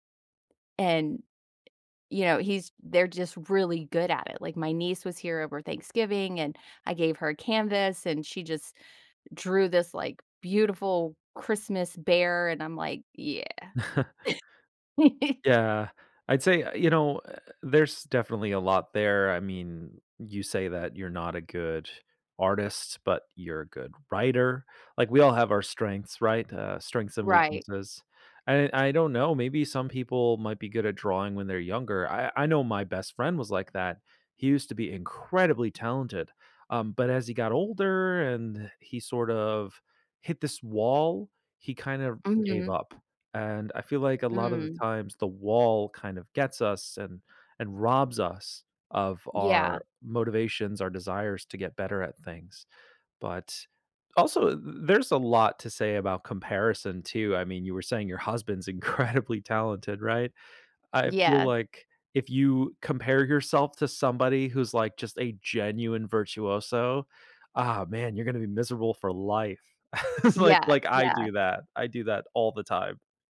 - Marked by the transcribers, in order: tapping; chuckle; laugh; laughing while speaking: "incredibly"; laughing while speaking: "it's like"; stressed: "I"
- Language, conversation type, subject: English, unstructured, How do I handle envy when someone is better at my hobby?